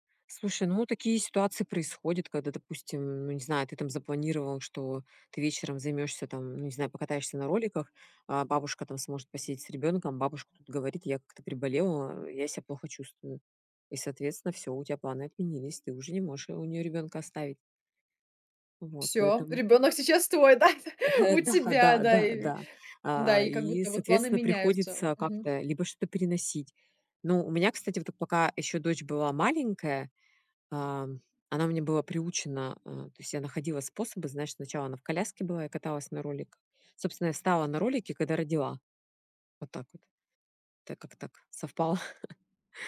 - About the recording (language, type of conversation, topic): Russian, podcast, Как совместить хобби с работой и семьёй?
- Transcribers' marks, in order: laugh; chuckle